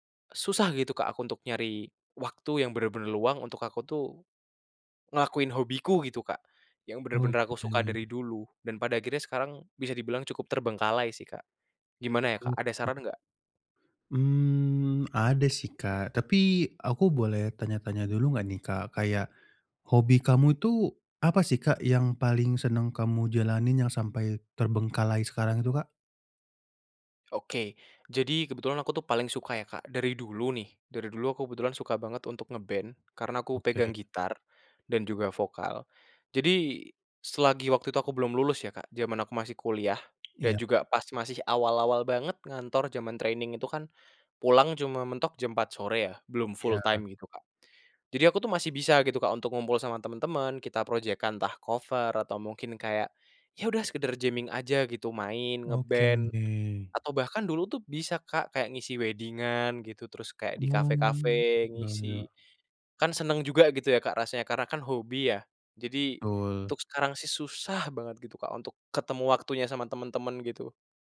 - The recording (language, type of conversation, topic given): Indonesian, advice, Bagaimana saya bisa tetap menekuni hobi setiap minggu meskipun waktu luang terasa terbatas?
- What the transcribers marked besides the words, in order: other background noise; tapping; in English: "training"; in English: "full time"; in English: "jamming"; in English: "wedding-an"